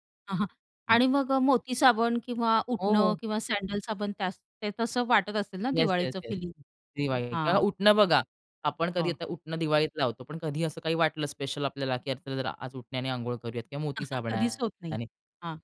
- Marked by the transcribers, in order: unintelligible speech; other background noise
- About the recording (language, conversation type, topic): Marathi, podcast, अचानक आलेल्या एखाद्या वासामुळे तुमची एखादी जुनी आठवण लगेच जागी होते का?